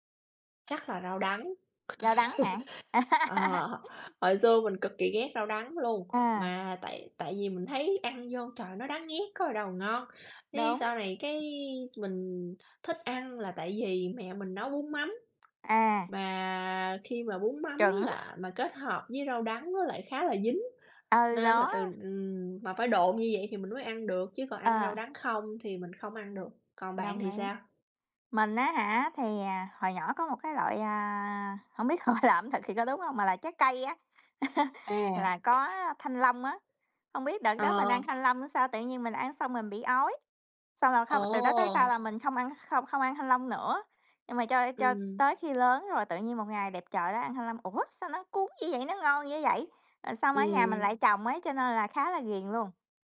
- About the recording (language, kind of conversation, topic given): Vietnamese, unstructured, Món ăn nào gắn liền với ký ức tuổi thơ của bạn?
- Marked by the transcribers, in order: laugh; laugh; tapping; laughing while speaking: "hổng biết gọi là"; laugh; other background noise